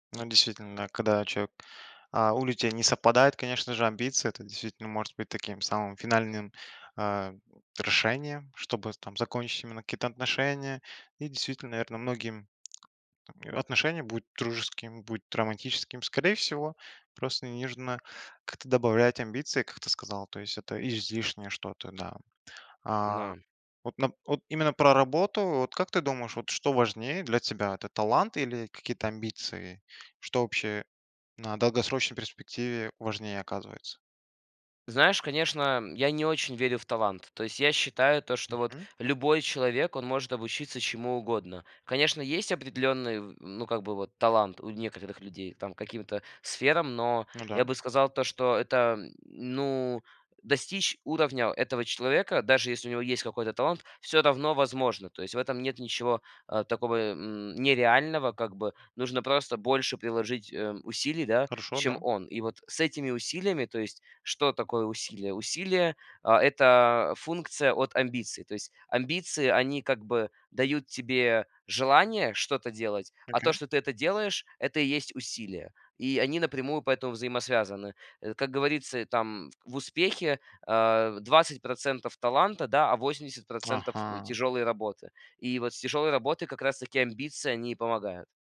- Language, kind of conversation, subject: Russian, podcast, Какую роль играет амбиция в твоих решениях?
- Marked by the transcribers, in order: other background noise; tapping